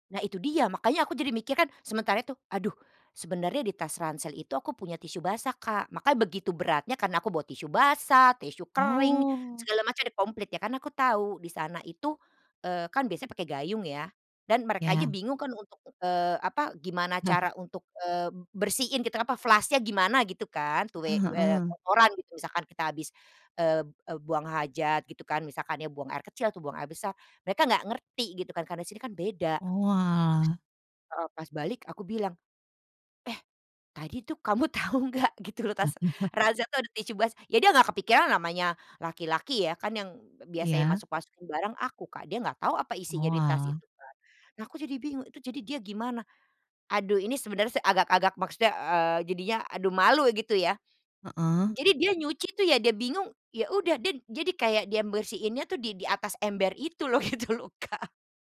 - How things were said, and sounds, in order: chuckle; in English: "flush-nya"; other background noise; laughing while speaking: "tahu enggak"; chuckle; laughing while speaking: "gitu loh, Kak"
- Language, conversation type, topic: Indonesian, podcast, Apa momen paling lucu yang pernah kamu alami saat jalan-jalan?